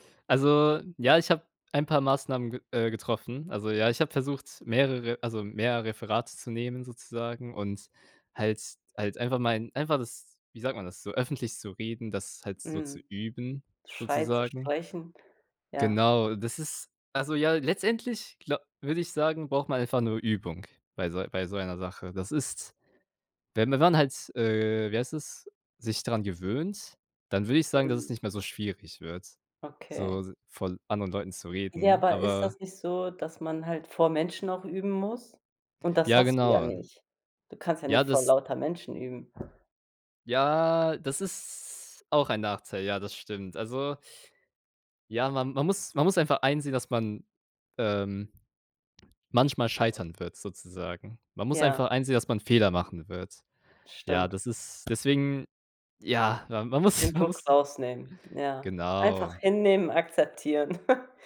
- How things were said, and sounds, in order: "Scheu" said as "Schei"; other background noise; tapping; laughing while speaking: "man muss man muss"; snort
- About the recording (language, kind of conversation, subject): German, unstructured, Was hältst du von dem Leistungsdruck, der durch ständige Vergleiche mit anderen entsteht?